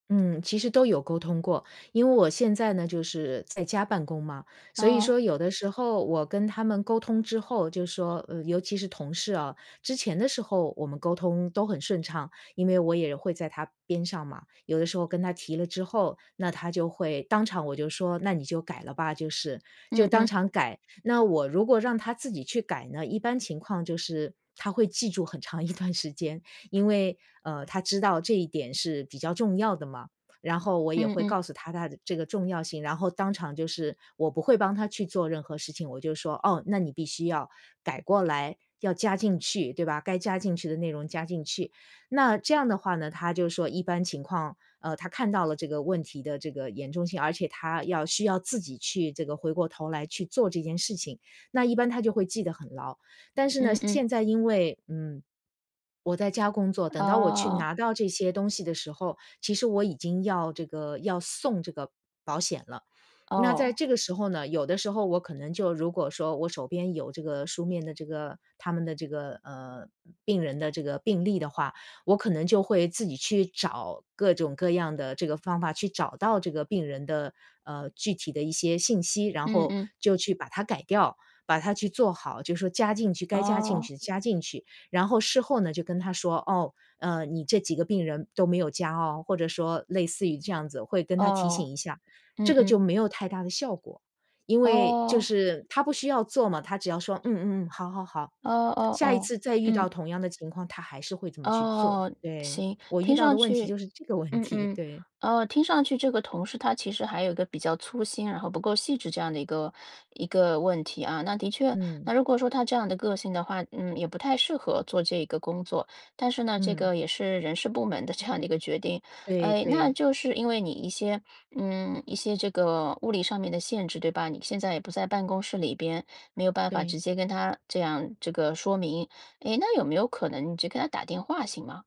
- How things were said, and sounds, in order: other background noise; laughing while speaking: "很长一段时间"; laughing while speaking: "这个问题，对"; laughing while speaking: "这样的"; sniff
- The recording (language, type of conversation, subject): Chinese, advice, 如何在尊重对方的前提下指出问题？